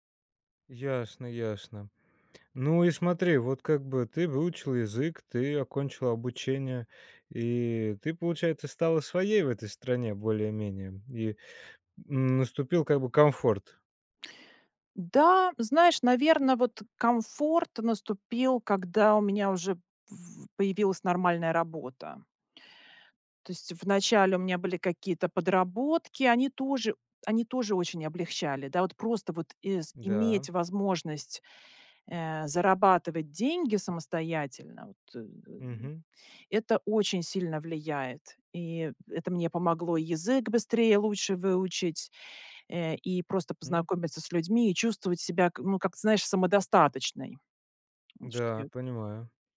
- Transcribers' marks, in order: other noise; tapping
- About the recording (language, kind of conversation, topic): Russian, podcast, Когда вам пришлось начать всё с нуля, что вам помогло?